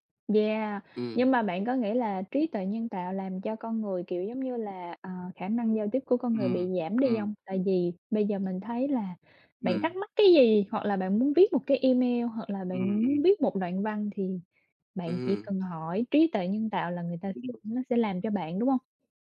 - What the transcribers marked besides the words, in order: tapping; other background noise; unintelligible speech
- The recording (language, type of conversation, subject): Vietnamese, unstructured, Có phải công nghệ khiến chúng ta ngày càng xa cách nhau hơn không?